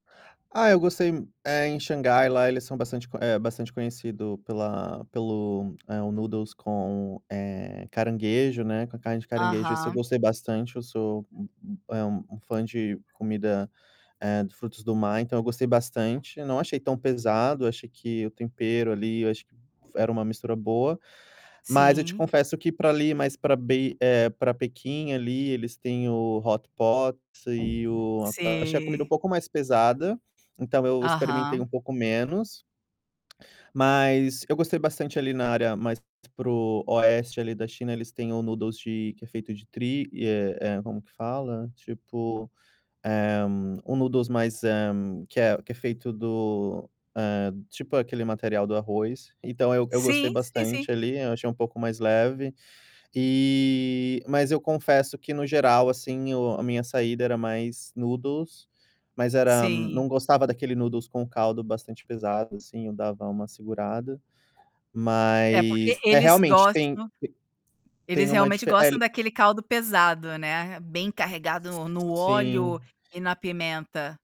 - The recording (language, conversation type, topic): Portuguese, podcast, Que lugar subestimado te surpreendeu positivamente?
- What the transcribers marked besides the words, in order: tapping; in English: "Noodles"; distorted speech; in English: "hot pot"; other background noise; in English: "noodles"; in English: "noodles"; in English: "noodles"; in English: "noodles"; static